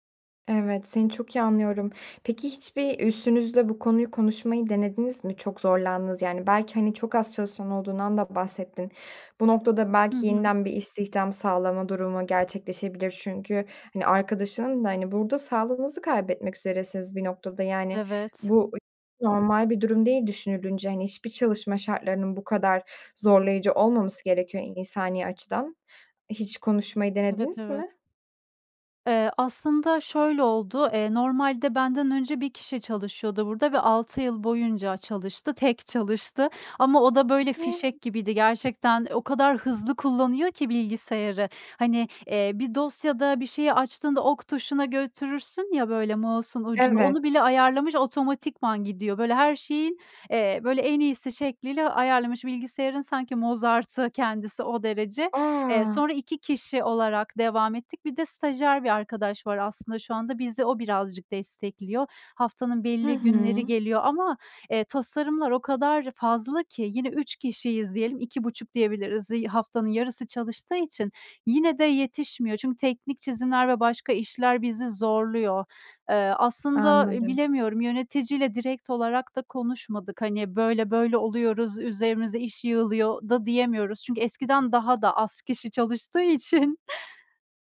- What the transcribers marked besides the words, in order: tapping; laughing while speaking: "tek çalıştı"; unintelligible speech; in English: "mouse'un"; other background noise; chuckle
- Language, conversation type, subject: Turkish, advice, Birden fazla görev aynı anda geldiğinde odağım dağılıyorsa önceliklerimi nasıl belirleyebilirim?